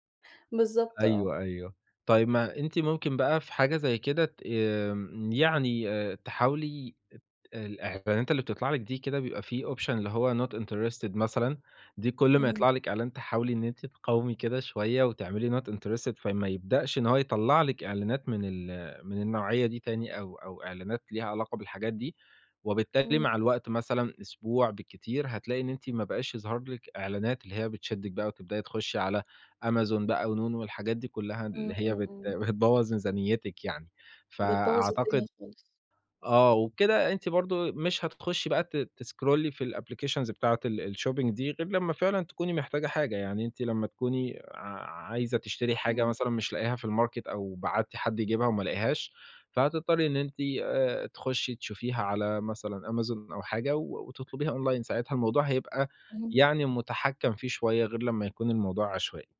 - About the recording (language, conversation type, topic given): Arabic, advice, إزاي بتتحدى نفسك إنك تبسّط روتينك اليومي وتقلّل المشتريات؟
- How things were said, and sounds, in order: in English: "option"; in English: "not interested"; in English: "not interested"; laughing while speaking: "بتبوظ"; in English: "تسكرولي"; in English: "الأبلكيشنز"; in English: "الشوبينج"; in English: "الماركت"; in English: "أونلاين"